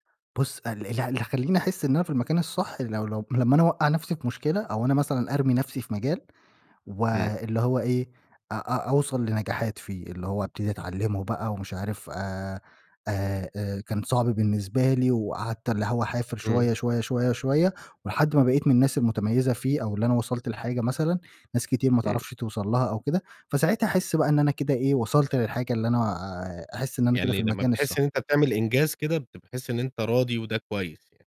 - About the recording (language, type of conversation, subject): Arabic, podcast, إزاي تختار بين شغلك اللي بتحبه والمرتب العالي؟
- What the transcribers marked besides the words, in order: "أعافر" said as "أحافر"